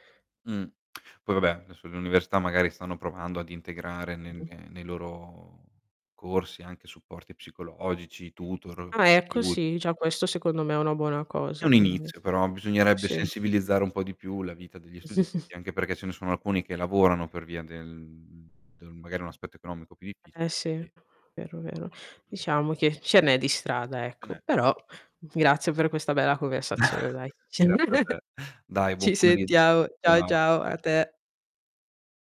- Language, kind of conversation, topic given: Italian, unstructured, Come pensi che la scuola possa sostenere meglio gli studenti?
- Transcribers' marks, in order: tongue click; distorted speech; unintelligible speech; tapping; chuckle; static; unintelligible speech; unintelligible speech; chuckle